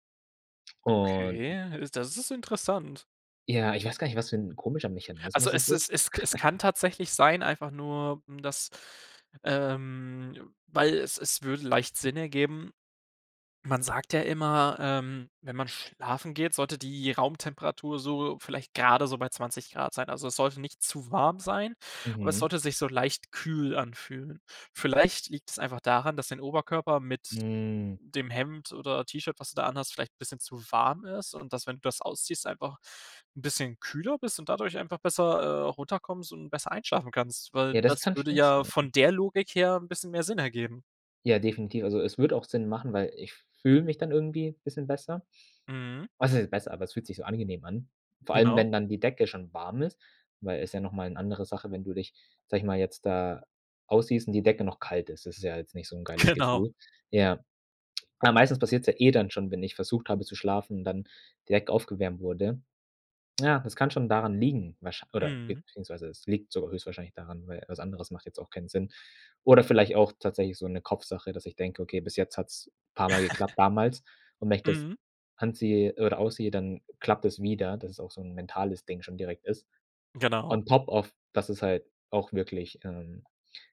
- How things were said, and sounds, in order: anticipating: "Okay"; chuckle; drawn out: "Hm"; stressed: "der"; laughing while speaking: "Genau"; laugh; in English: "On Top of"
- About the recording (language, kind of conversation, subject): German, podcast, Was hilft dir beim Einschlafen, wenn du nicht zur Ruhe kommst?